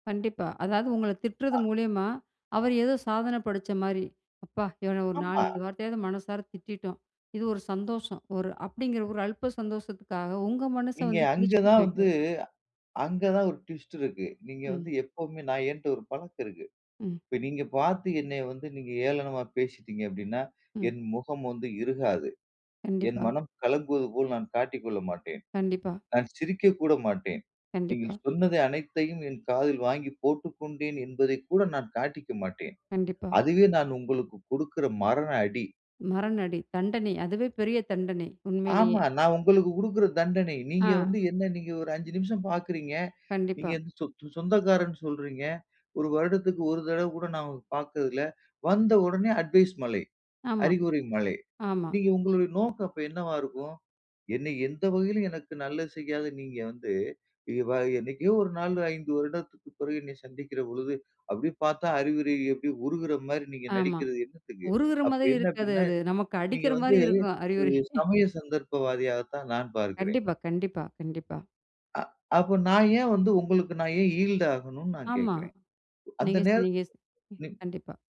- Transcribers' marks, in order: other background noise; in English: "ட்விஸ்ட்"; in English: "அட்வைஸ்"; unintelligible speech; chuckle; in English: "ஈல்ட்"
- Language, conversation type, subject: Tamil, podcast, பிறர் தரும் விமர்சனத்தை நீங்கள் எப்படி எதிர்கொள்கிறீர்கள்?